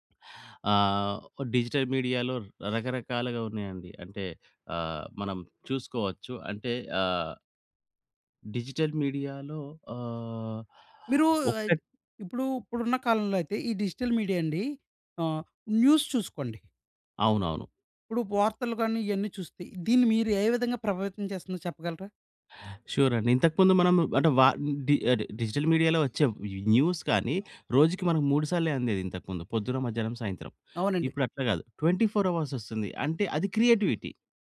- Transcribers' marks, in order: in English: "డిజిటల్ మీడియాలో"; in English: "డిజిటల్ మీడియా‌లో"; in English: "డిజిటల్ మీడియా"; in English: "న్యూస్"; other noise; in English: "షూర్"; in English: "డిజిటల్ మీడియాలో"; in English: "న్యూస్"; in English: "ట్వెంటీ ఫోర్ అవర్స్"; in English: "క్రియేటివిటీ"
- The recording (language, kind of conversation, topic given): Telugu, podcast, డిజిటల్ మీడియా మీ సృజనాత్మకతపై ఎలా ప్రభావం చూపుతుంది?